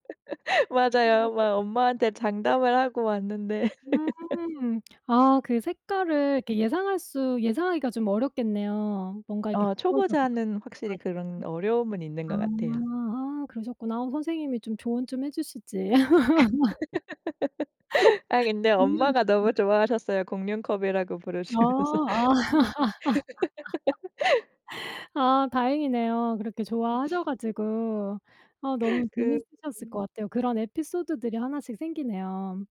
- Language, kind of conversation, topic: Korean, podcast, 최근에 새로 배운 취미나 기술이 뭐예요?
- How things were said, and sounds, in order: laugh; unintelligible speech; laugh; unintelligible speech; other background noise; laugh; laugh; laughing while speaking: "부르시면서"; laugh; sniff